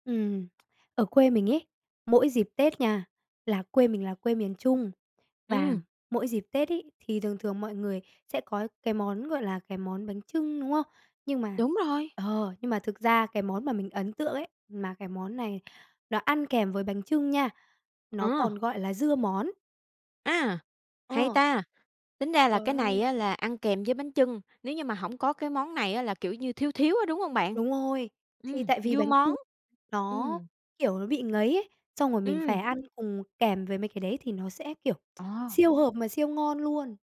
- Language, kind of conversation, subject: Vietnamese, podcast, Bạn có món ăn truyền thống nào không thể thiếu trong mỗi dịp đặc biệt không?
- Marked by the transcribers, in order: tapping; other background noise